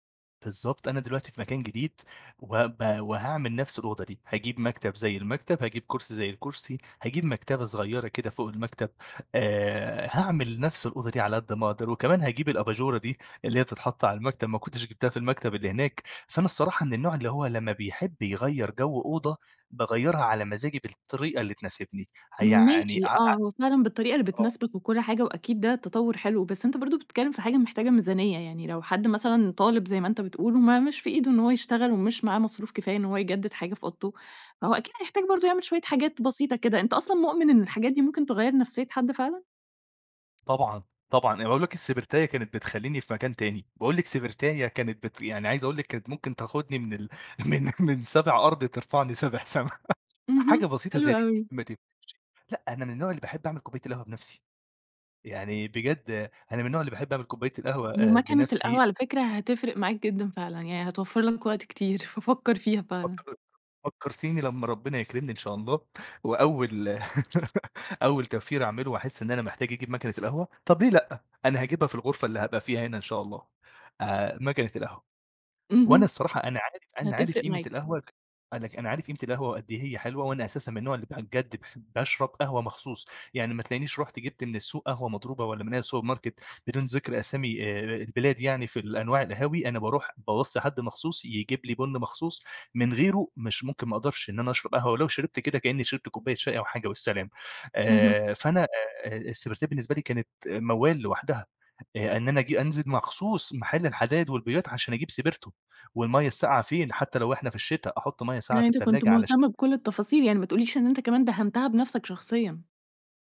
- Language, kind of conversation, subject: Arabic, podcast, إزاي تغيّر شكل قوضتك بسرعة ومن غير ما تصرف كتير؟
- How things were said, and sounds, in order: tapping; laughing while speaking: "من من سابِع أرض"; laugh; chuckle; laugh; in English: "السبرتاية"